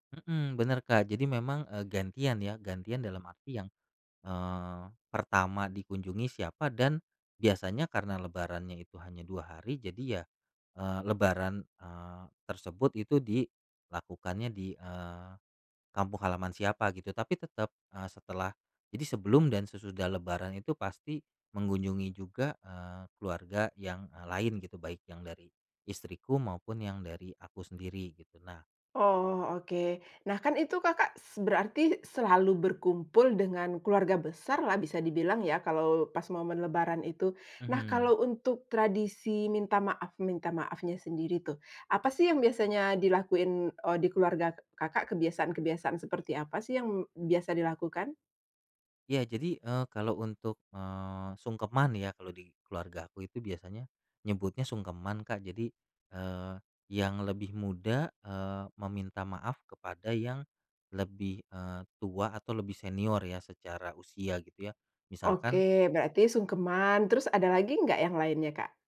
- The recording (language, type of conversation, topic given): Indonesian, podcast, Bagaimana tradisi minta maaf saat Lebaran membantu rekonsiliasi keluarga?
- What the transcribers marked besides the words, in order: none